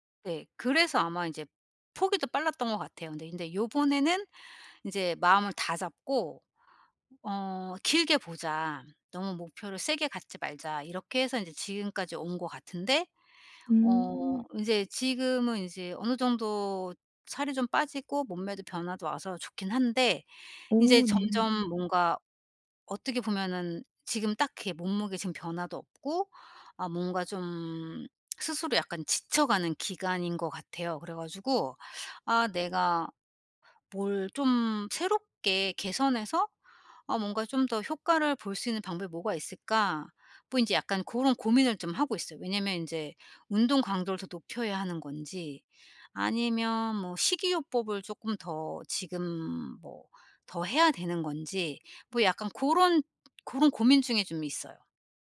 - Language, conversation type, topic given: Korean, advice, 운동 성과 정체기를 어떻게 극복할 수 있을까요?
- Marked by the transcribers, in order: other background noise